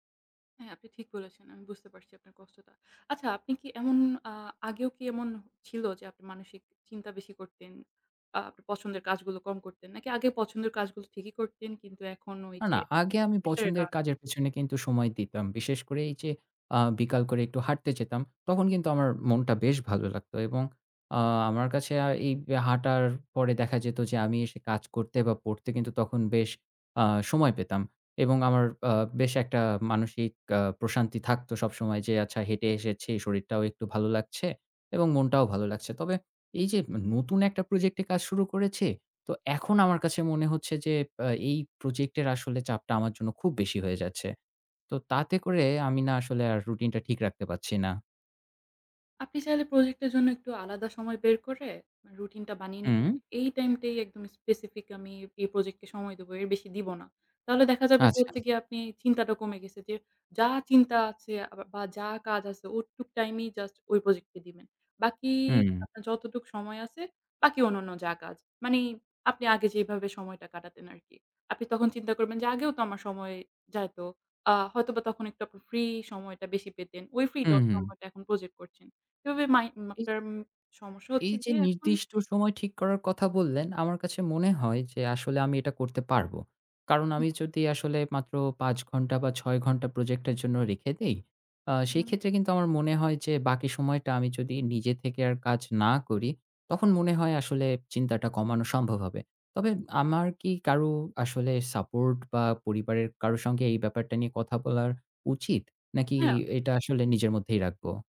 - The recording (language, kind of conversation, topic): Bengali, advice, স্বাস্থ্যকর রুটিন শুরু করার জন্য আমার অনুপ্রেরণা কেন কম?
- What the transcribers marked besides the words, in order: tapping; unintelligible speech; tongue click; other noise; unintelligible speech; other background noise